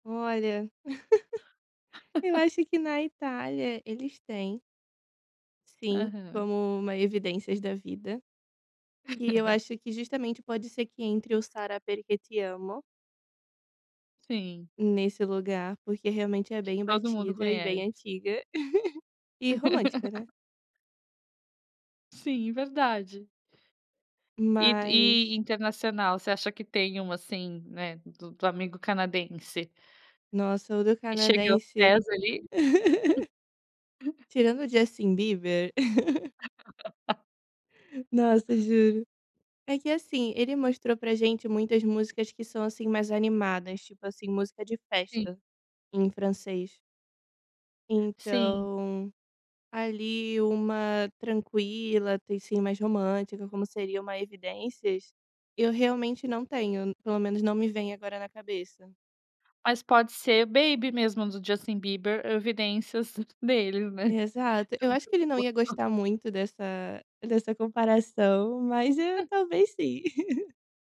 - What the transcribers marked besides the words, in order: giggle; laugh; laugh; in Italian: "Sarà Perché Ti Amo"; giggle; laugh; tapping; laugh; laugh; unintelligible speech; other noise; giggle
- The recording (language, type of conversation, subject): Portuguese, podcast, Como a mistura de culturas afetou a sua playlist?